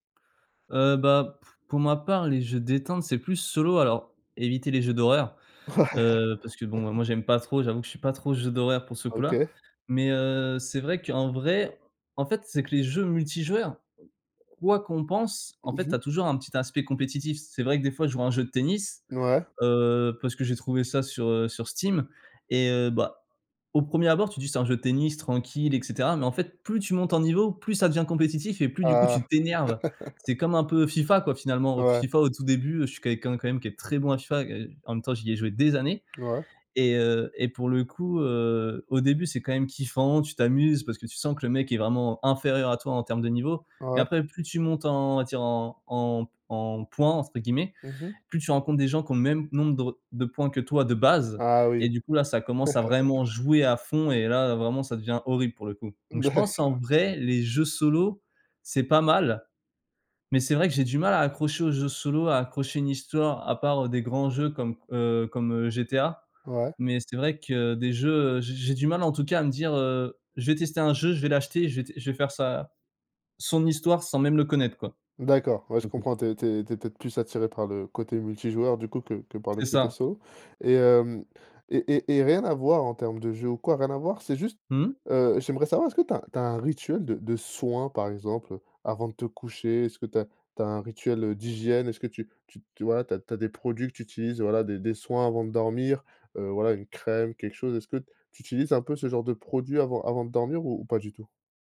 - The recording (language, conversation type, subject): French, podcast, Quelle est ta routine pour déconnecter le soir ?
- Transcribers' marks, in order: laughing while speaking: "Ouais !"; chuckle; other background noise; laugh; stressed: "très"; stressed: "des années"; stressed: "de base"; chuckle; laughing while speaking: "D'accord"; stressed: "vrai"; stressed: "soins"